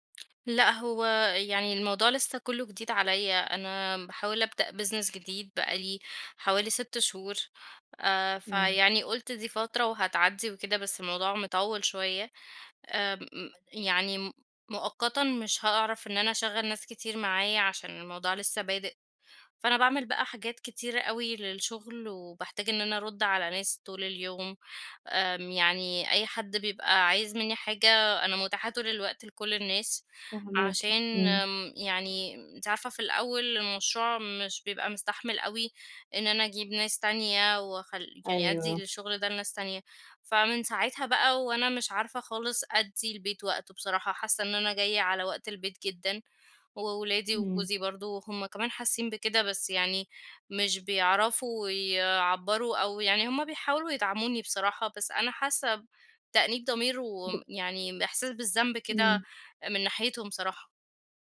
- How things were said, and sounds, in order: baby crying; in English: "business"
- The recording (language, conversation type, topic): Arabic, advice, إزاي بتتعامل مع الإرهاق وعدم التوازن بين الشغل وحياتك وإنت صاحب بيزنس؟